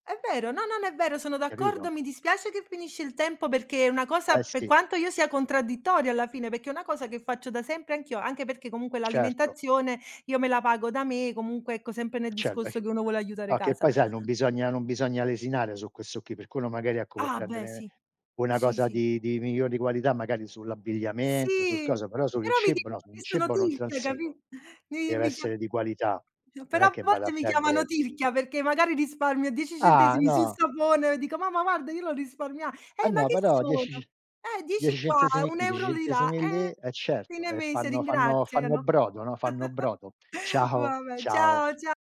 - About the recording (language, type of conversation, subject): Italian, unstructured, Come gestisci il tuo budget mensile?
- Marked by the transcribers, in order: "per" said as "pe"; "perché" said as "pecché"; "nel" said as "ne"; "discorso" said as "discosso"; chuckle; unintelligible speech; surprised: "Ah no!"; chuckle